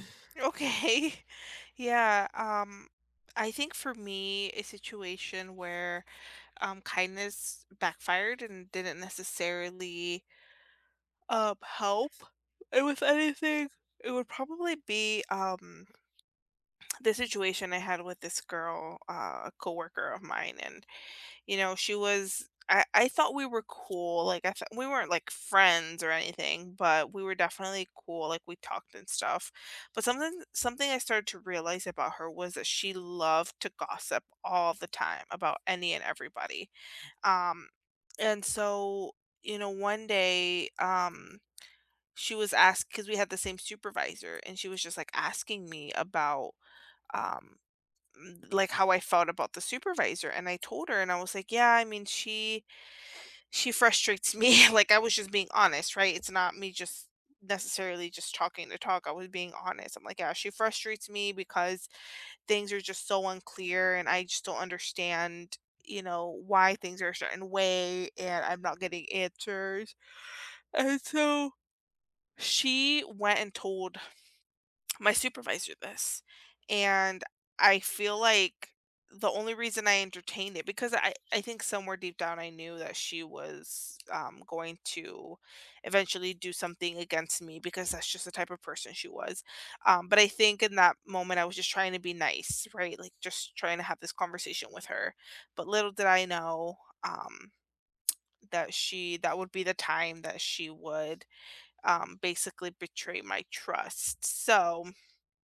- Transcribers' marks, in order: laughing while speaking: "Okay"; other background noise; yawn; laughing while speaking: "me"; yawn; tapping
- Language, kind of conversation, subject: English, unstructured, How do you navigate conflict without losing kindness?
- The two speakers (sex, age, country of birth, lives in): female, 25-29, United States, United States; male, 20-24, United States, United States